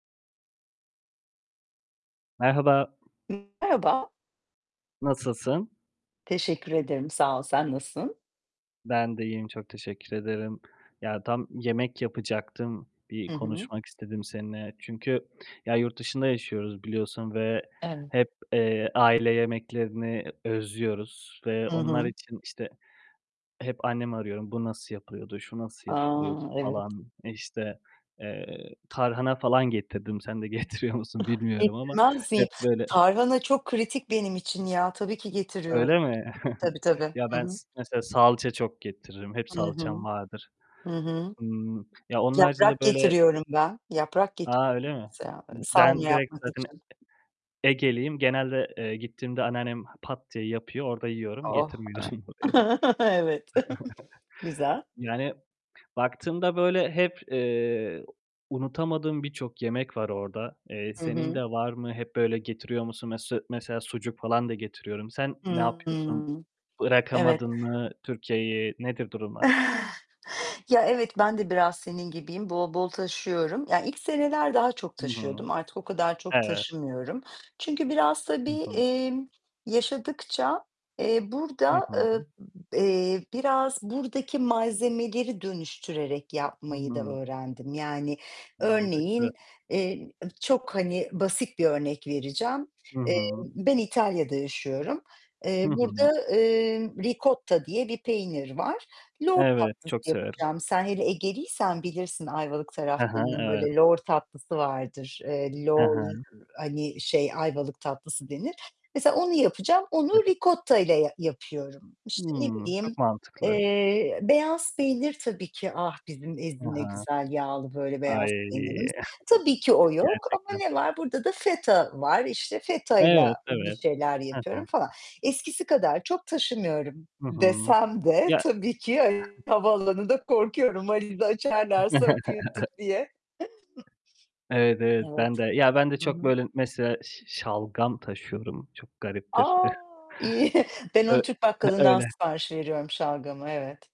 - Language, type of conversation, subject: Turkish, unstructured, Yemekle ilgili unutamadığın bir anın var mı?
- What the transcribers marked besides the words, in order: other background noise; distorted speech; static; tapping; laughing while speaking: "Sen de getiriyor musun bilmiyorum ama"; chuckle; other noise; laughing while speaking: "getirmiyorum buraya"; chuckle; sigh; gasp; unintelligible speech; chuckle; chuckle; chuckle; drawn out: "A!"; laughing while speaking: "İyi"; chuckle